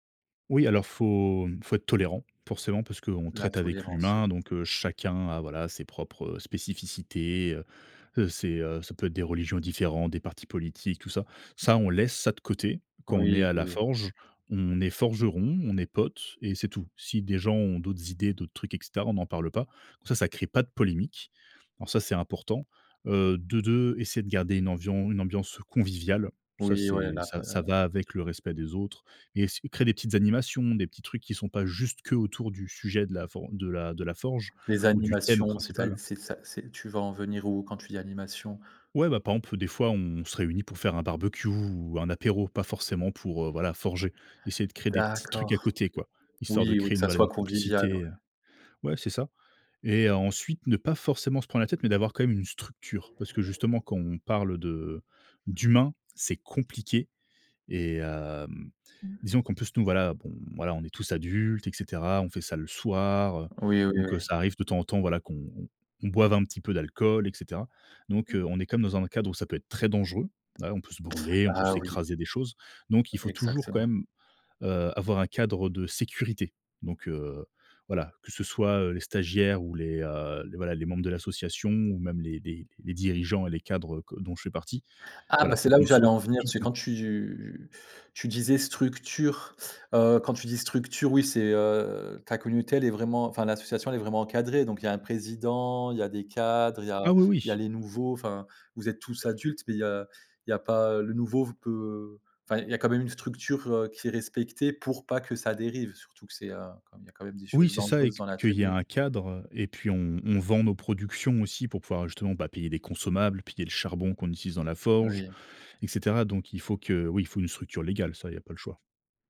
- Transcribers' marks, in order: tapping; other background noise; stressed: "compliqué"; stressed: "très"
- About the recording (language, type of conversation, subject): French, podcast, Quel rôle joue la communauté dans ton passe-temps ?